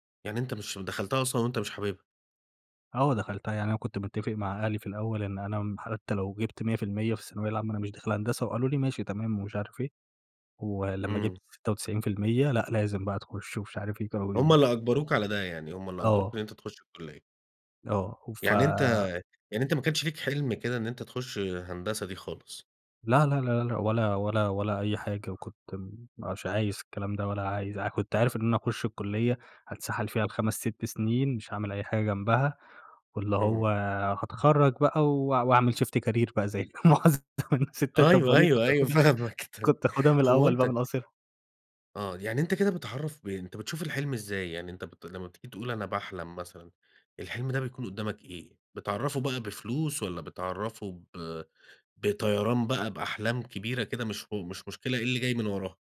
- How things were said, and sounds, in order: other background noise; in English: "شيفت كارير"; laughing while speaking: "بقى زي ستات. طب، وليه؟ كنت أخُدها"; unintelligible speech; laughing while speaking: "فاهمك تم"
- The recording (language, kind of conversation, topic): Arabic, podcast, إزاي بتختار بين إنك تمشي ورا حلمك وبين الاستقرار المادي؟